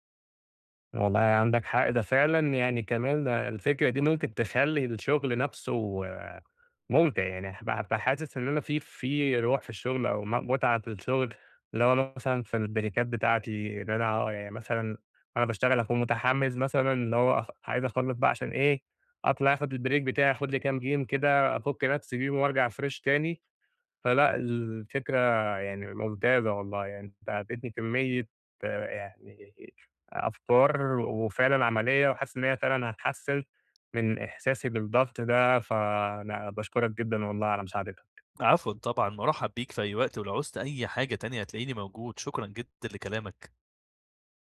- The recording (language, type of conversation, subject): Arabic, advice, إزاي ألاقي وقت لهواياتي مع جدول شغلي المزدحم؟
- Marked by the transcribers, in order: in English: "البريكات"; in English: "البريك"; in English: "جيم"; in English: "فريش"